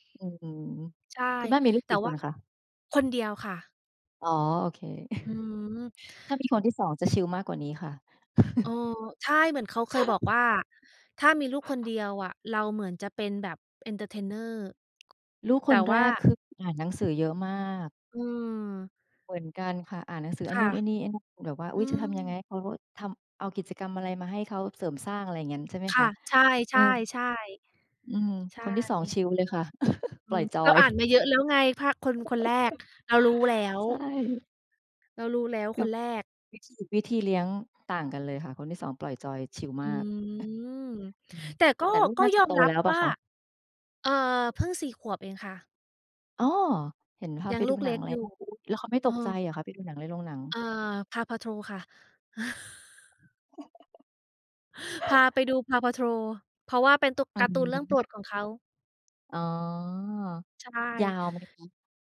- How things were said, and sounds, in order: chuckle; chuckle; other background noise; in English: "entertainer"; tapping; chuckle; laugh; unintelligible speech; chuckle; laugh
- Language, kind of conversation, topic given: Thai, unstructured, คุณชอบการอ่านหนังสือหรือการดูหนังมากกว่ากัน?